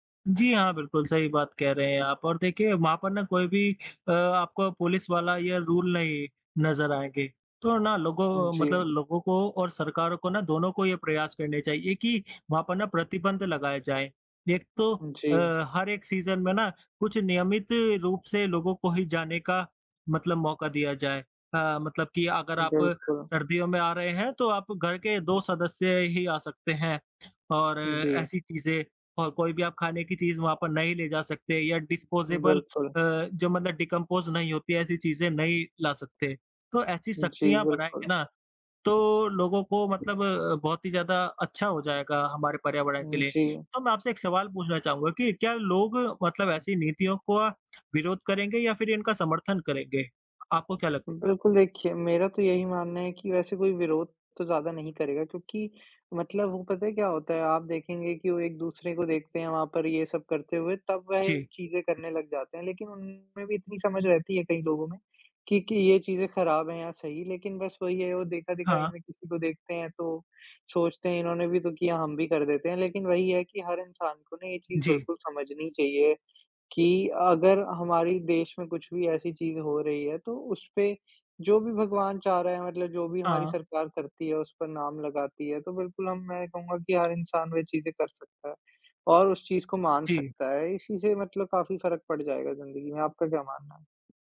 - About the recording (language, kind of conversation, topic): Hindi, unstructured, क्या जलवायु परिवर्तन को रोकने के लिए नीतियाँ और अधिक सख्त करनी चाहिए?
- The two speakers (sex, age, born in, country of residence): female, 25-29, India, India; male, 20-24, India, India
- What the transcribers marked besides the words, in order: other background noise; in English: "रूल"; tapping; in English: "सीज़न"; in English: "डिस्पोज़ेबल"; in English: "डिकम्पोज़"